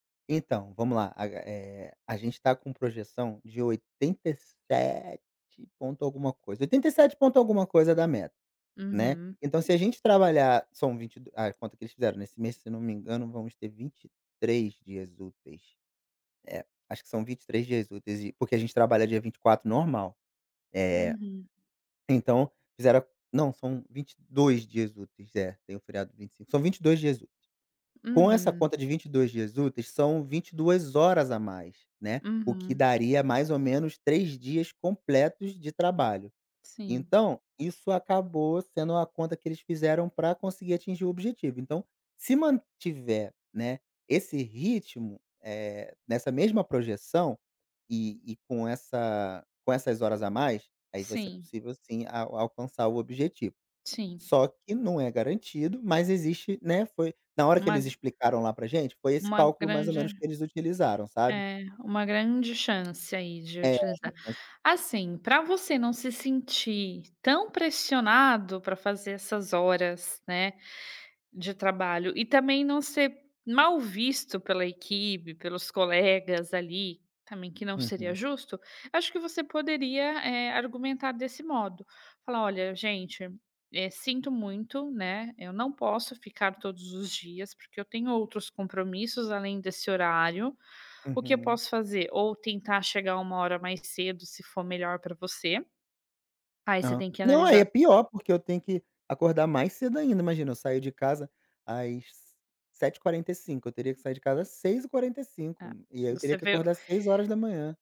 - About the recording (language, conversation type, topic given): Portuguese, advice, Como descrever a pressão no trabalho para aceitar horas extras por causa da cultura da empresa?
- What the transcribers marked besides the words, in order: tapping